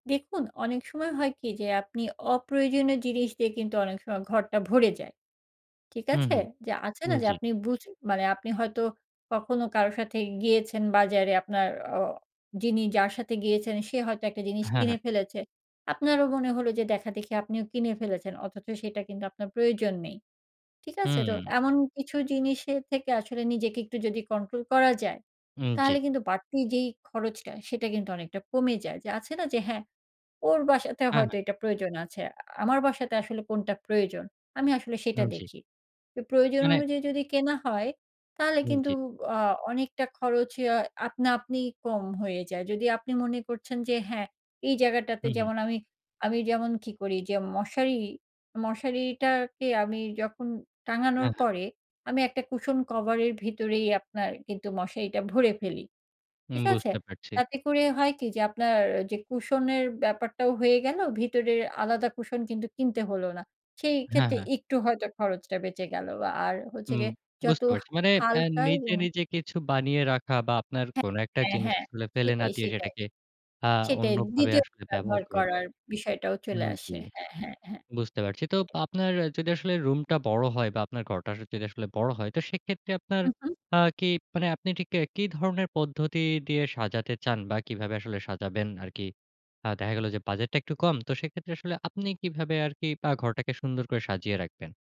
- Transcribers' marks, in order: other background noise; unintelligible speech
- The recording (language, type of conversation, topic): Bengali, podcast, কম বাজেটে ঘর সাজানোর টিপস বলবেন?